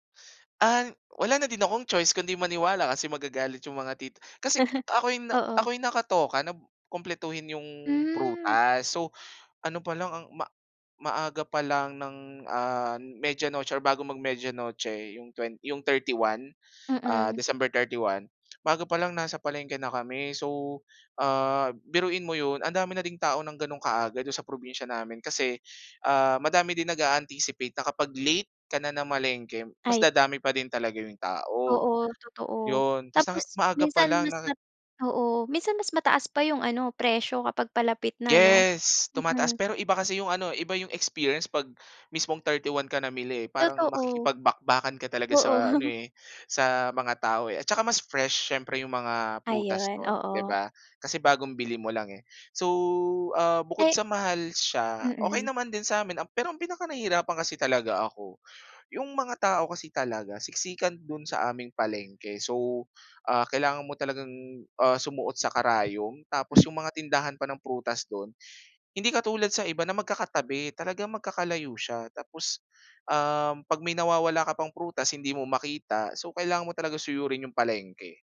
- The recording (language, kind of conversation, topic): Filipino, podcast, Ano ang karaniwan ninyong ginagawa tuwing Noche Buena o Media Noche?
- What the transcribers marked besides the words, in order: gasp; gasp; gasp; in English: "nag-a-anticipate"; chuckle; gasp